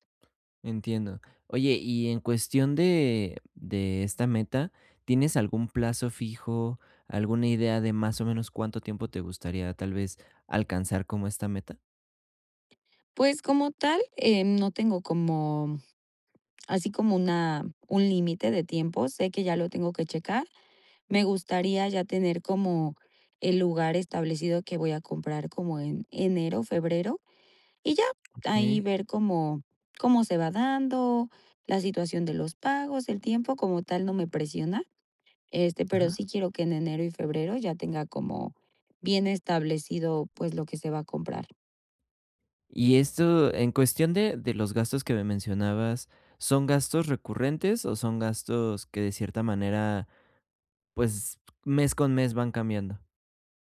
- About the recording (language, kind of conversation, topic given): Spanish, advice, ¿Cómo evito que mis gastos aumenten cuando gano más dinero?
- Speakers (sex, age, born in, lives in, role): female, 30-34, Mexico, Mexico, user; male, 20-24, Mexico, Mexico, advisor
- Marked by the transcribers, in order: tapping; other background noise